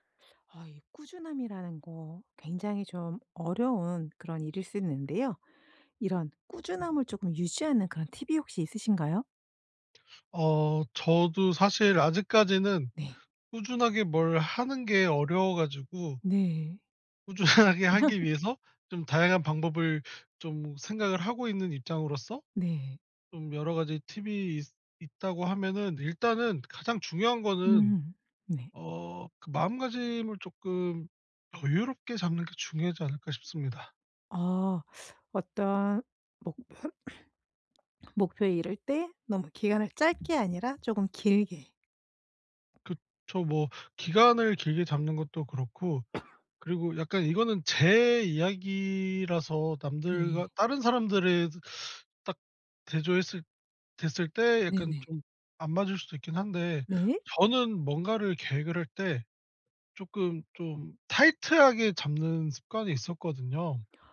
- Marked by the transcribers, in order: laughing while speaking: "꾸준하게"; laugh; cough; other background noise; cough
- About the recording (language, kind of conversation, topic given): Korean, podcast, 요즘 꾸준함을 유지하는 데 도움이 되는 팁이 있을까요?